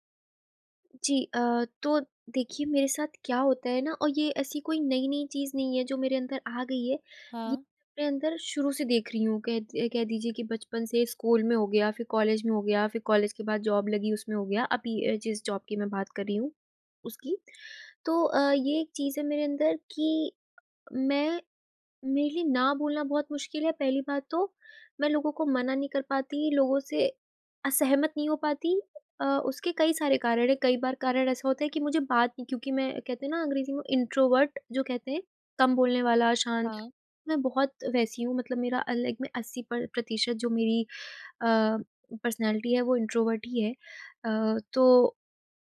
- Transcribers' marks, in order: in English: "जॉब"; in English: "जॉब"; in English: "इंट्रोवर्ट"; in English: "पर्सनैलिटी"; in English: "इंट्रोवर्ट"
- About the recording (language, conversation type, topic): Hindi, advice, क्या मुझे नए समूह में स्वीकार होने के लिए अपनी रुचियाँ छिपानी चाहिए?